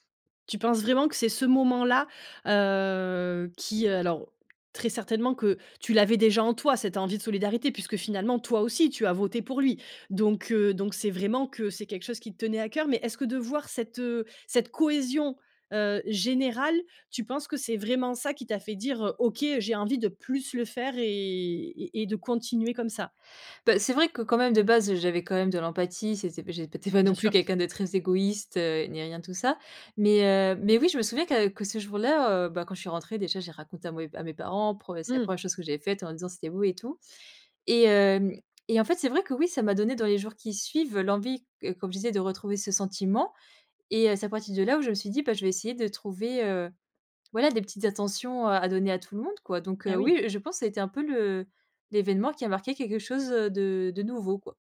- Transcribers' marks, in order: drawn out: "heu"; other background noise; stressed: "cohésion"; stressed: "générale"
- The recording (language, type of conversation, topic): French, podcast, As-tu déjà vécu un moment de solidarité qui t’a profondément ému ?